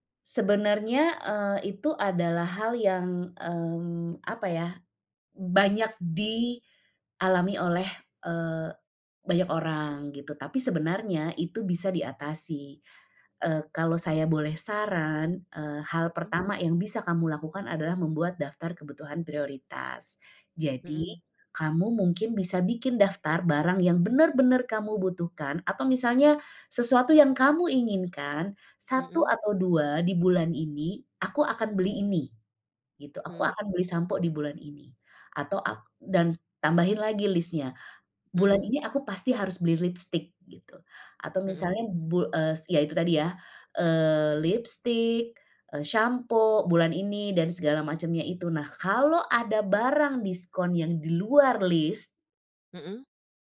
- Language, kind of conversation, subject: Indonesian, advice, Mengapa saya selalu tergoda membeli barang diskon padahal sebenarnya tidak membutuhkannya?
- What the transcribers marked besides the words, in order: other background noise